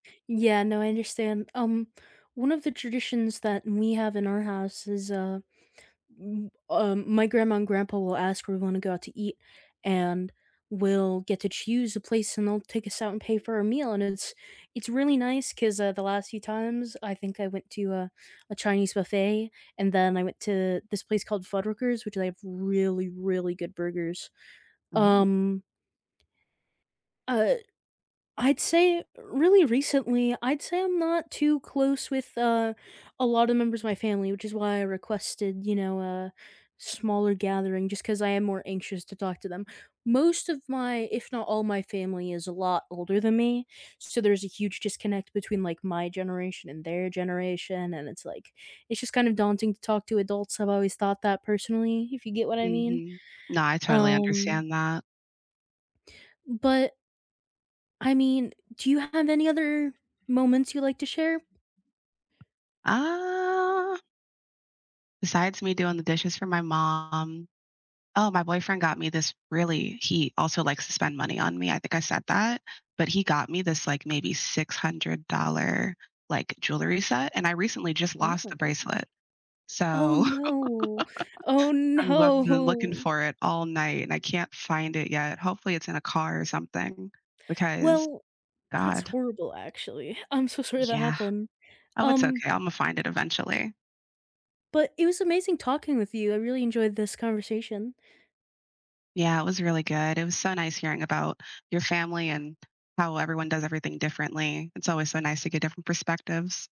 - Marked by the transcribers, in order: tapping; stressed: "really, really"; other background noise; drawn out: "Uh"; laugh; laughing while speaking: "no"
- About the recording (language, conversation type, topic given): English, unstructured, What small, consistent thing do you do to show up for loved ones and strengthen your connection?
- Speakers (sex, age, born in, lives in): female, 18-19, United States, United States; female, 20-24, United States, United States